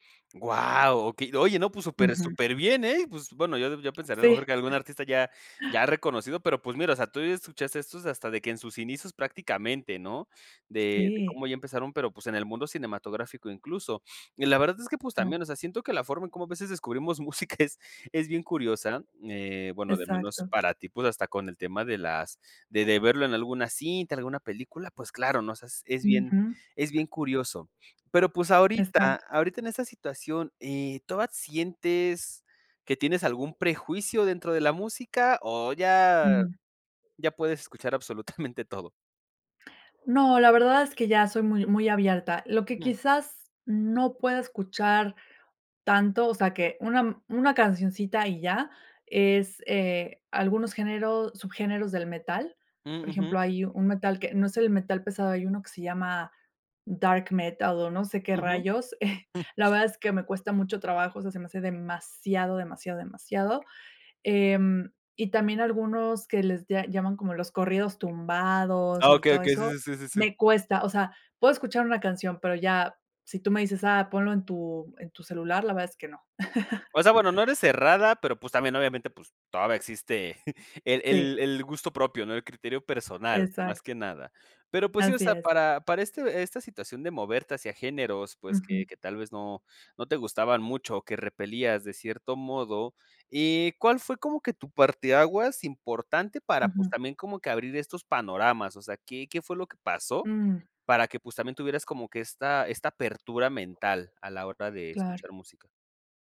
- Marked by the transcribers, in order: surprised: "¡Guau!"; tapping; other background noise; laughing while speaking: "música"; laughing while speaking: "absolutamente"; chuckle; other noise; chuckle; chuckle
- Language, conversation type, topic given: Spanish, podcast, ¿Qué te llevó a explorar géneros que antes rechazabas?